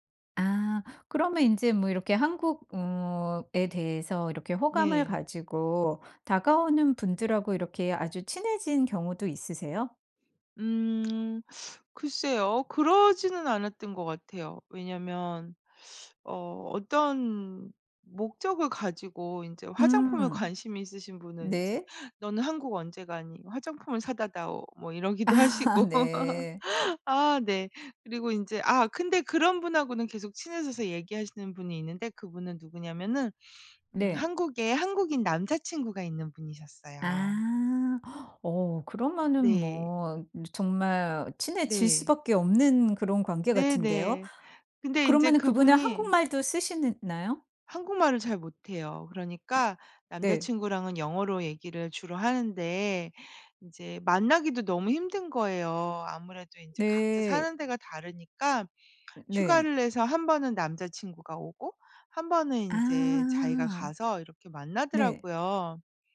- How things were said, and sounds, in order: tapping; laughing while speaking: "하시고"; laugh; laughing while speaking: "아"; gasp
- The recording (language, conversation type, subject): Korean, podcast, 현지인들과 친해지게 된 계기 하나를 솔직하게 이야기해 주실래요?